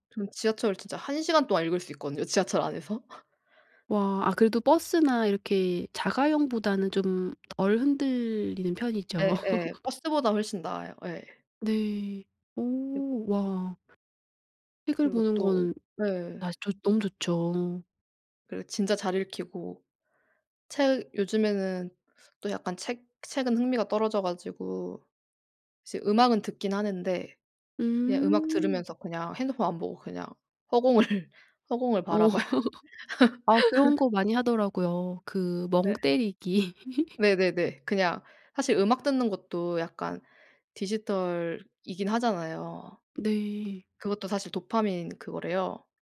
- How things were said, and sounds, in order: laugh; laugh; other background noise; laughing while speaking: "허공을"; laugh; laughing while speaking: "바라봐요"; laugh; laughing while speaking: "때리기"; laugh
- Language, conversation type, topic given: Korean, podcast, 디지털 디톡스는 어떻게 시작하나요?
- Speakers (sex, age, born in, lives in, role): female, 25-29, South Korea, South Korea, guest; female, 55-59, South Korea, South Korea, host